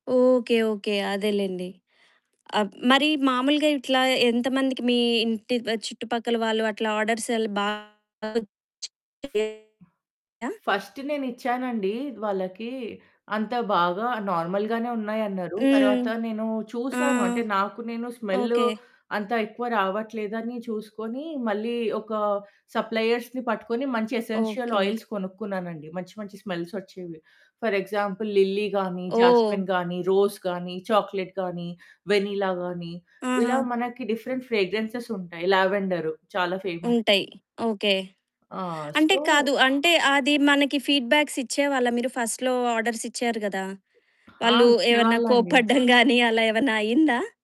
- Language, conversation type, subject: Telugu, podcast, మీరు ఇటీవల చేసిన హస్తకళ లేదా చేతితో చేసిన పనిని గురించి చెప్పగలరా?
- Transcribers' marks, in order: in English: "ఆర్డర్స్"; other background noise; in English: "ఫస్ట్"; distorted speech; in English: "నార్మల్‌గానే"; in English: "స్మెల్"; in English: "సప్లయర్స్‌ని"; in English: "ఎసెన్షియల్ ఆయిల్స్"; in English: "స్మెల్స్"; in English: "ఫర్ ఎగ్జాంపుల్ లిల్లీ"; in English: "జాస్మిన్"; in English: "రోజ్"; in English: "చాక్లెట్"; in English: "వెనిల్లా"; in English: "డిఫరెంట్ ఫ్రేగ్రెన్సెస్"; in English: "లావెండర్"; in English: "ఫేమస్"; in English: "సో"; in English: "ఫీడ్‌బ్యాక్స్"; in English: "ఫస్ట్‌లో ఆర్డర్స్"